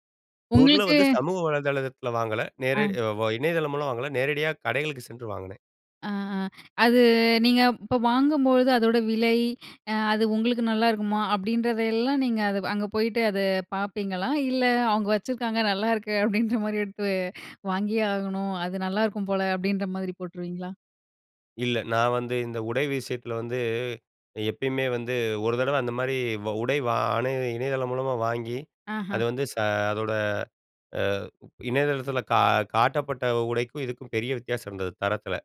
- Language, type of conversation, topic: Tamil, podcast, சமூக ஊடகம் உங்கள் உடைத் தேர்வையும் உடை அணியும் முறையையும் மாற்ற வேண்டிய அவசியத்தை எப்படி உருவாக்குகிறது?
- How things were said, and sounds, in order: laughing while speaking: "அப்பிடின்ற மாரி"